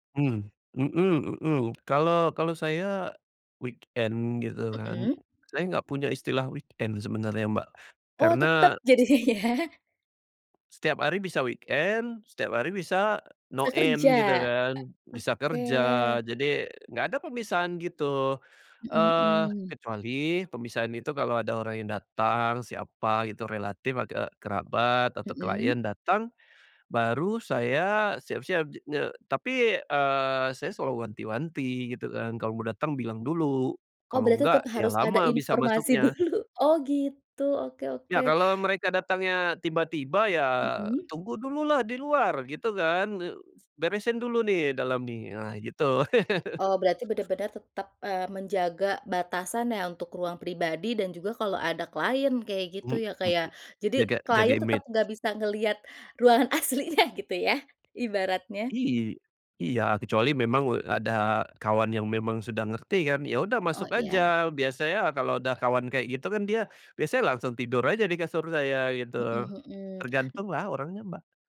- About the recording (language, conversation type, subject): Indonesian, podcast, Bagaimana cara memisahkan area kerja dan area istirahat di rumah yang kecil?
- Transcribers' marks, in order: in English: "weekend"; in English: "weekend"; other background noise; laughing while speaking: "jadinya ya"; tapping; in English: "weekend"; in English: "no end"; laughing while speaking: "dulu"; chuckle; laughing while speaking: "aslinya"